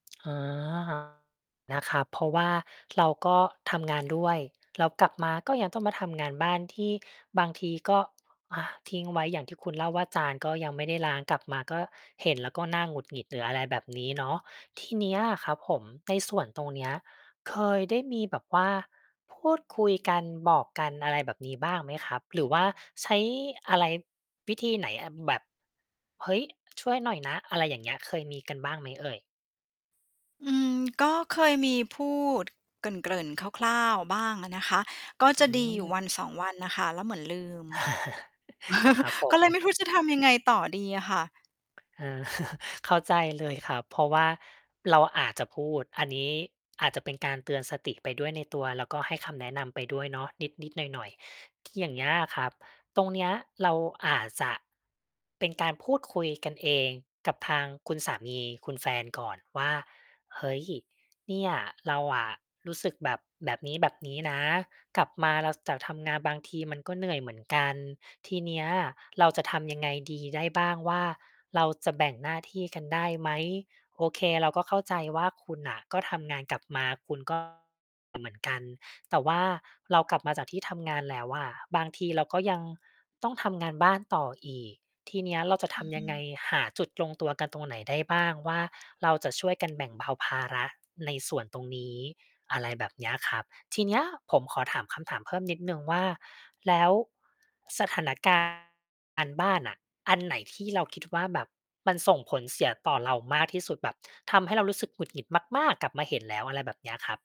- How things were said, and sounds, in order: distorted speech; chuckle; laugh; chuckle
- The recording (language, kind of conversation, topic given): Thai, advice, คุณรู้สึกโกรธและเหนื่อยกับการแบ่งงานบ้านที่ไม่เป็นธรรมอย่างไรบ้าง?